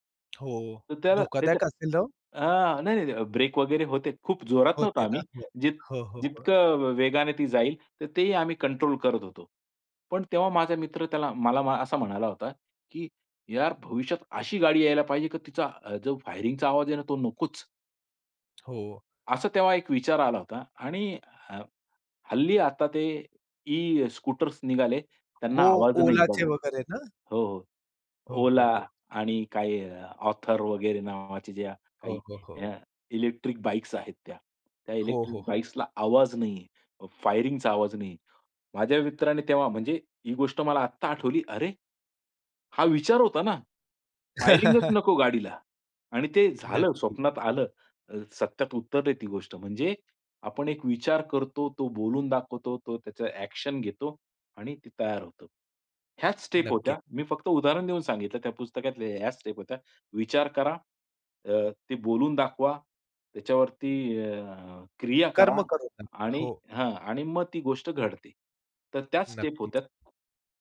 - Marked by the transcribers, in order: tapping; laugh; in English: "ॲक्शन"; in English: "स्टेप"; in English: "स्टेप"; in English: "स्टेप"; other noise
- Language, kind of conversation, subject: Marathi, podcast, कोणती पुस्तकं किंवा गाणी आयुष्यभर आठवतात?